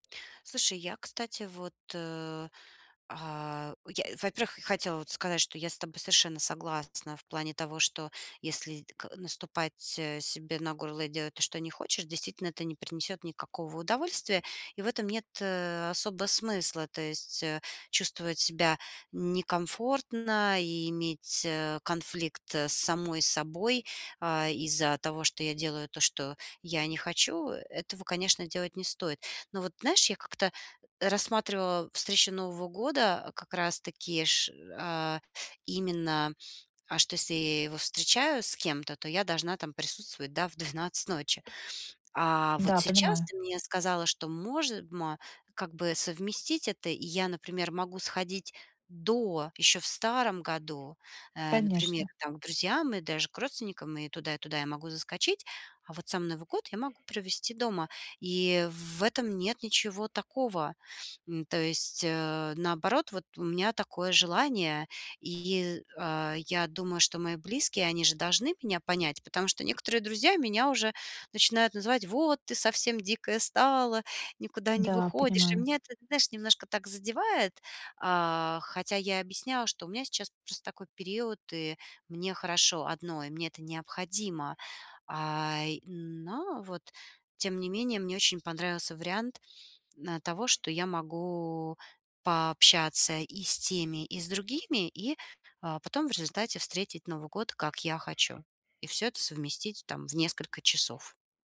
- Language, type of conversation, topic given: Russian, advice, Как мне найти баланс между общением и временем в одиночестве?
- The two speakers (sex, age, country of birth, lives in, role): female, 30-34, Ukraine, Mexico, advisor; female, 40-44, Russia, United States, user
- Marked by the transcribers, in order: grunt; tapping; other background noise